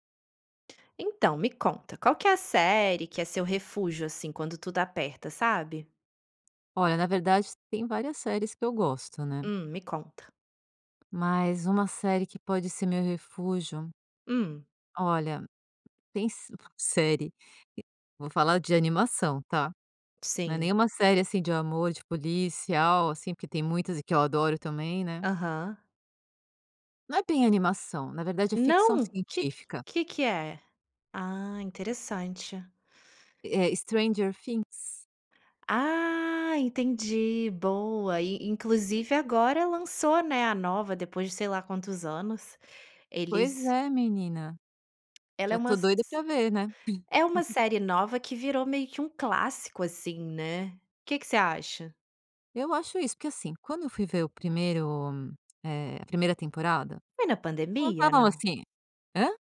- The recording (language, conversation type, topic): Portuguese, podcast, Me conta, qual série é seu refúgio quando tudo aperta?
- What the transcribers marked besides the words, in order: other background noise; tapping; laugh